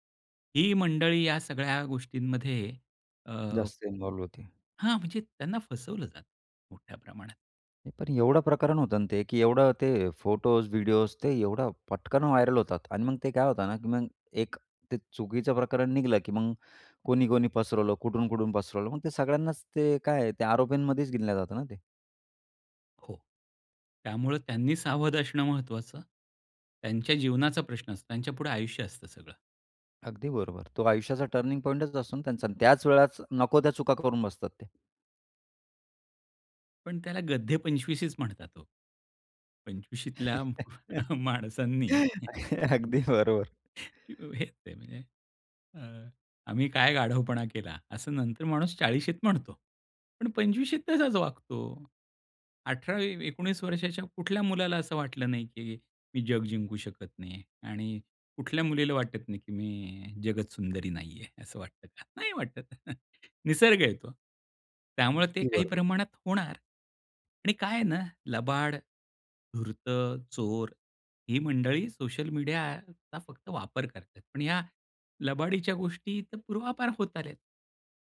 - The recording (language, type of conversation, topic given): Marathi, podcast, सोशल मीडियावरील माहिती तुम्ही कशी गाळून पाहता?
- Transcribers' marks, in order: in English: "व्हायरल"; other noise; in English: "टर्निंग पॉइंटच"; chuckle; laughing while speaking: "अगदी बरोबर"; chuckle; laughing while speaking: "माणसांनी"; chuckle; tapping; chuckle